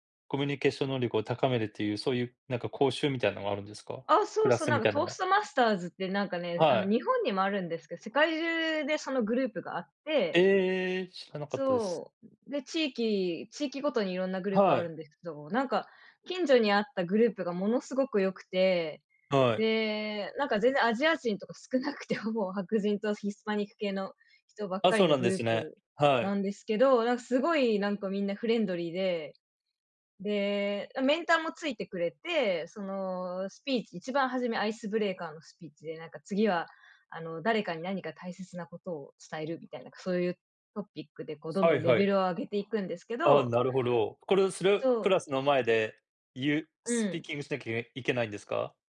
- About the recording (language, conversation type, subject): Japanese, unstructured, 趣味を通じて友達を作ることは大切だと思いますか？
- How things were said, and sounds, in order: in English: "アイスブレーカー"